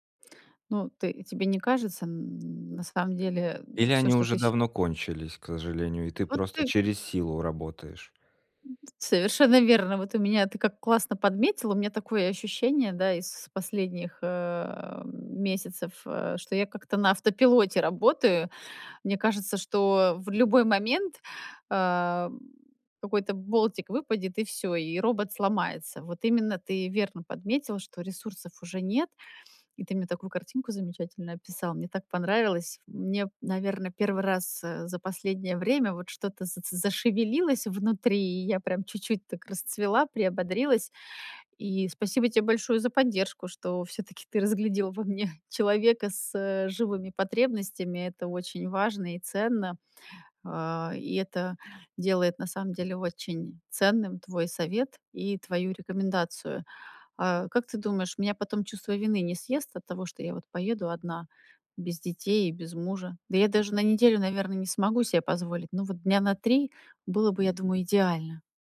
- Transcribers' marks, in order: other noise; tapping
- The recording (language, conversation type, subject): Russian, advice, Как мне лучше распределять время между работой и отдыхом?